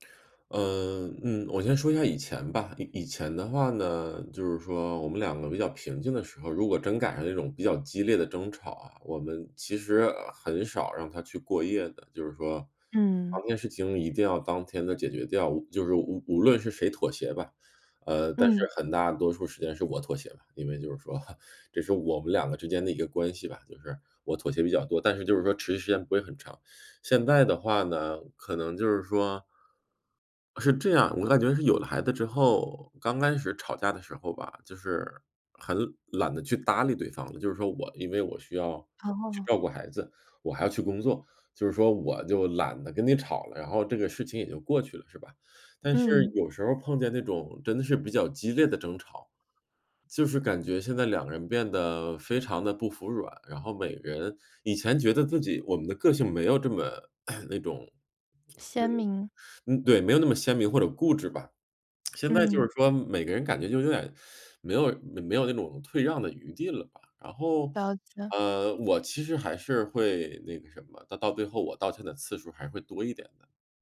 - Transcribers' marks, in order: chuckle; cough; tapping
- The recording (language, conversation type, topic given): Chinese, advice, 在争吵中如何保持冷静并有效沟通？